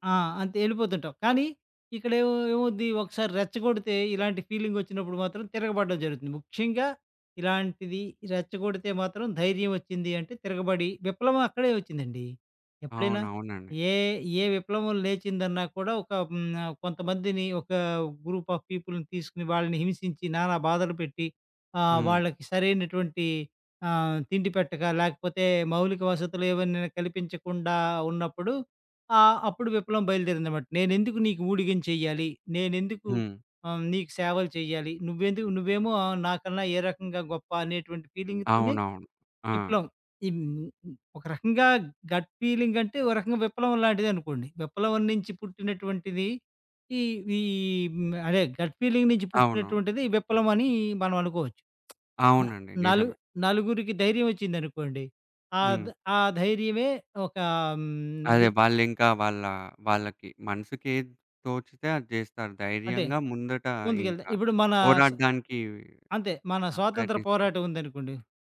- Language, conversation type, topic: Telugu, podcast, గట్ ఫీలింగ్ వచ్చినప్పుడు మీరు ఎలా స్పందిస్తారు?
- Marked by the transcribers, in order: in English: "గ్రూప్ ఆఫ్ పీపుల్‌ని"; in English: "ఫీలింగ్"; in English: "గట్"; in English: "గట్ ఫీలింగ్"; lip smack